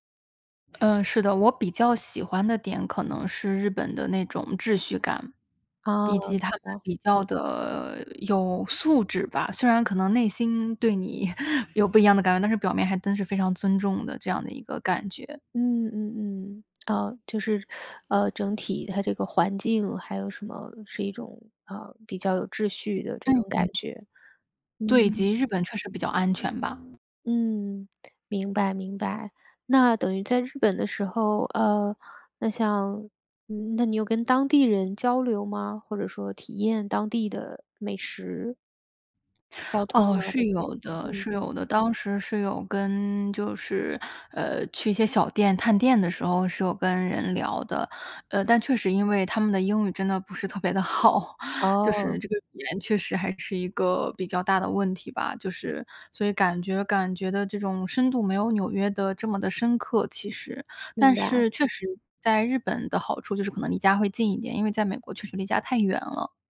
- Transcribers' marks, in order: drawn out: "的"; chuckle; other background noise; laughing while speaking: "好"
- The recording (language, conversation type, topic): Chinese, podcast, 有哪次旅行让你重新看待人生？